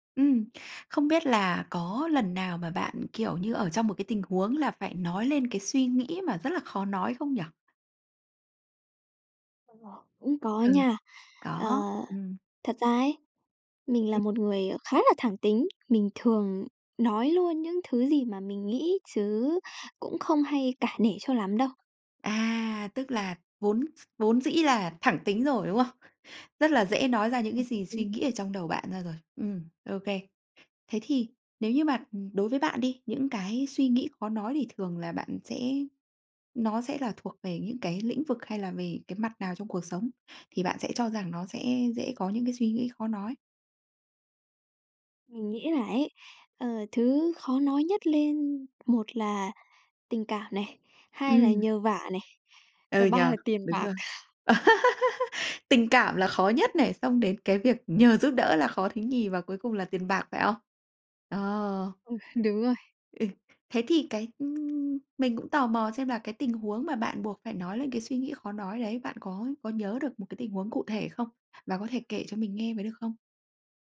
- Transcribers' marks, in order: unintelligible speech; tapping; other background noise; laugh
- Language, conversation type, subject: Vietnamese, podcast, Bạn có thể kể về một lần bạn dám nói ra điều khó nói không?